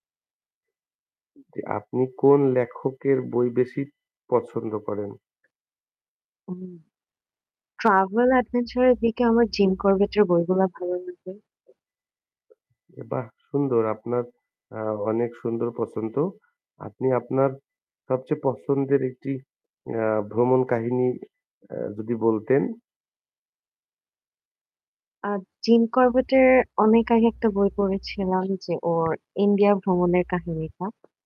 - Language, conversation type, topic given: Bengali, unstructured, আপনি কোন ধরনের বই পড়তে সবচেয়ে বেশি পছন্দ করেন?
- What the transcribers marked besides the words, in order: static; tapping; other background noise